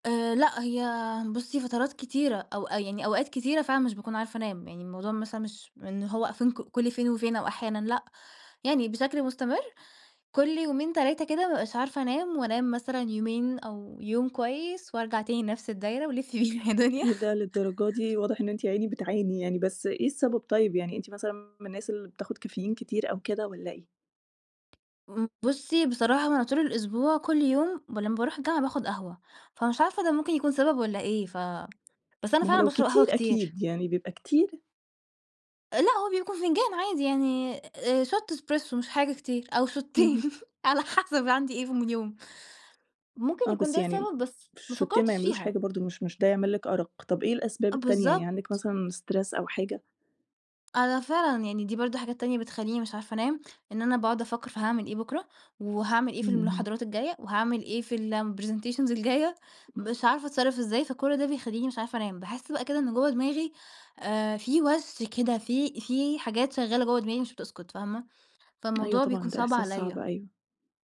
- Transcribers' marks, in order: in English: "I think"; laughing while speaking: "ولِفّي بينا يا دُنيا"; tapping; in English: "shot espresso"; laughing while speaking: "شوتّين على حَسَب"; in English: "شوتّين"; in English: "شوتّين"; in English: "stress"; in English: "الpresentations"; chuckle
- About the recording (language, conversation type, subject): Arabic, podcast, بتعمل إيه لما ما تعرفش تنام؟